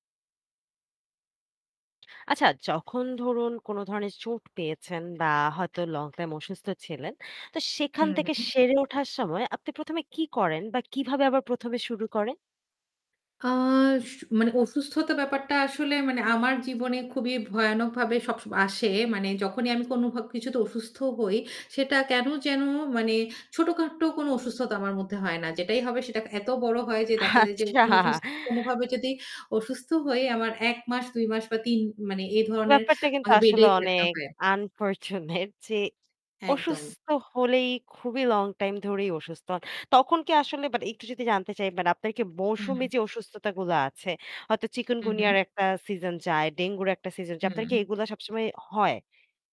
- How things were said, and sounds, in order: other background noise; static; laughing while speaking: "আচ্ছা"; in English: "আনফরচুনেট"
- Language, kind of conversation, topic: Bengali, podcast, চোট বা অসুস্থতা থেকে সেরে উঠতে আপনি প্রথমে কী করেন এবং কীভাবে শুরু করেন?